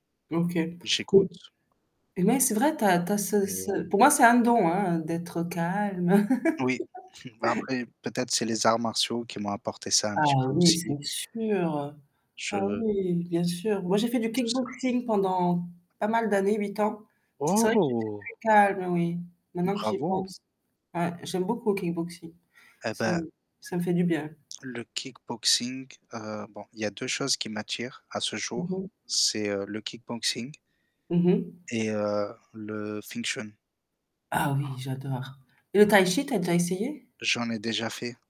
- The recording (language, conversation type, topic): French, unstructured, Quelles sont les valeurs fondamentales qui guident vos choix de vie ?
- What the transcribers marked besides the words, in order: static; distorted speech; chuckle; laugh; tapping; other background noise